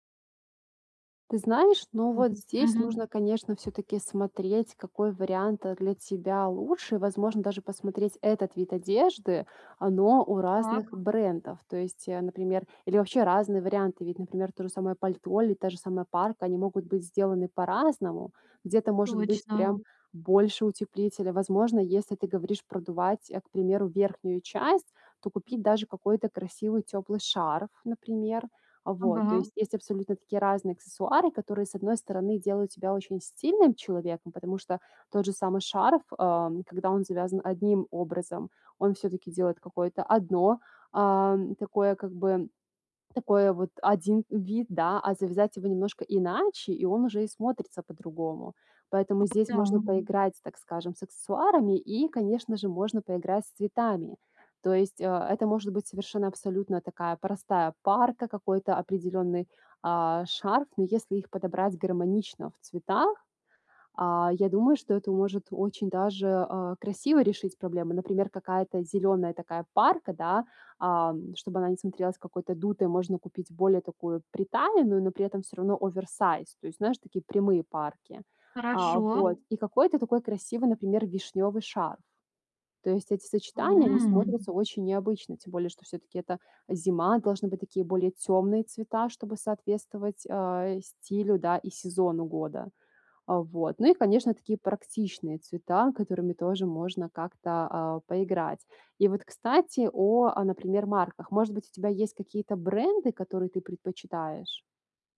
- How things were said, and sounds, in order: tapping; other background noise; background speech
- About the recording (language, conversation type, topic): Russian, advice, Как найти одежду, которая будет одновременно удобной и стильной?